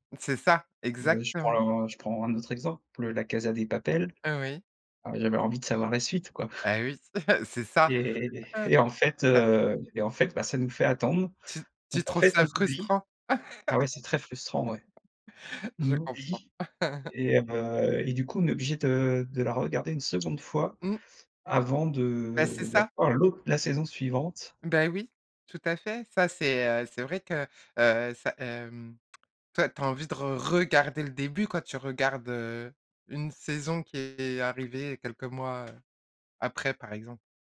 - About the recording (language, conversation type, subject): French, podcast, Qu’est-ce qui rend une série addictive à tes yeux ?
- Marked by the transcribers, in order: chuckle; tapping; laugh; chuckle; other background noise; tongue click